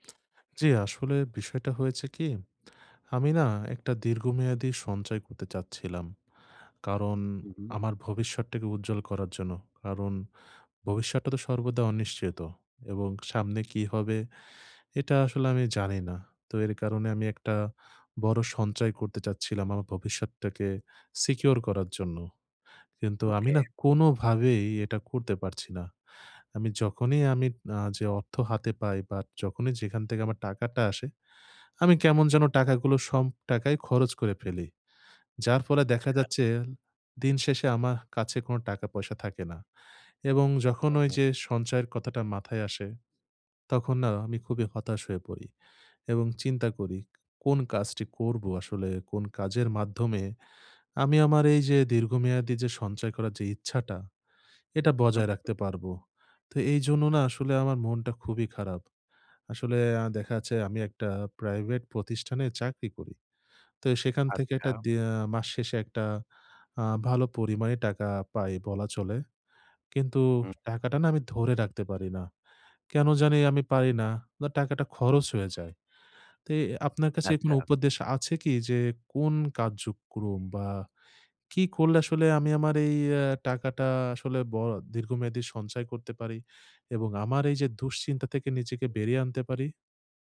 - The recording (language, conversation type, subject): Bengali, advice, আমি কীভাবে আয় বাড়লেও দীর্ঘমেয়াদে সঞ্চয় বজায় রাখতে পারি?
- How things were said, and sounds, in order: horn; in English: "সিকিউর"; "যাচ্ছে" said as "যাচ্ছেল"; "প্রতিষ্ঠানে" said as "পতিষ্ঠানে"; tapping; background speech; "কার্যক্রম" said as "কাজ্যক্রম"